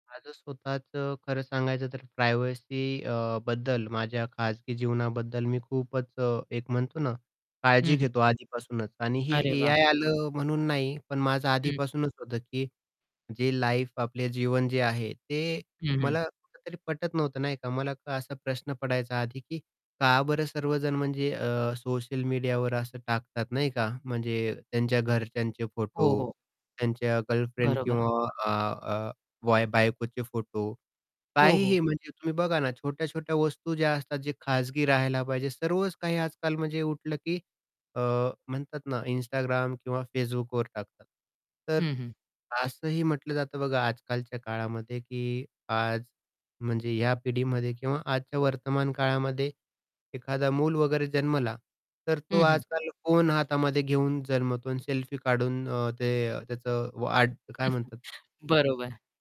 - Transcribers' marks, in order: static; in English: "प्रायव्हसी"; distorted speech; in English: "लाईफ"; other background noise; chuckle
- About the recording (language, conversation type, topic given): Marathi, podcast, तुम्ही एखादी खाजगी गोष्ट सार्वजनिक करावी की नाही, कसे ठरवता?